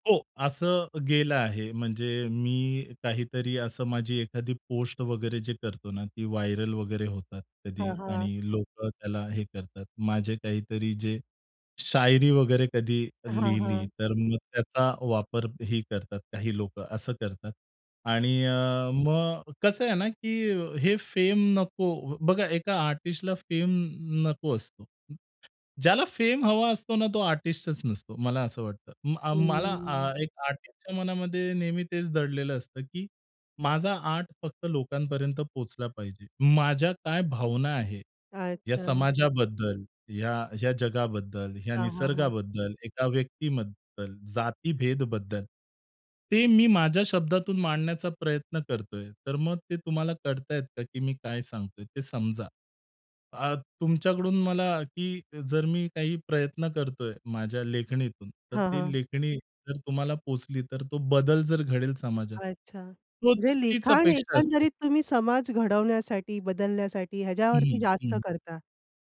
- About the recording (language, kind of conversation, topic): Marathi, podcast, तुझा आवडता छंद कसा सुरू झाला, सांगशील का?
- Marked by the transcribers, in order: in English: "व्हायरल"; other background noise; in English: "फेम"; in English: "आर्टिस्टला फेम"; in English: "फेम"; in English: "आर्टिस्टच"; in English: "आर्टिस्टच्या"; in English: "आर्ट"; "व्यक्तीबद्दल" said as "व्यक्तींमद्दल"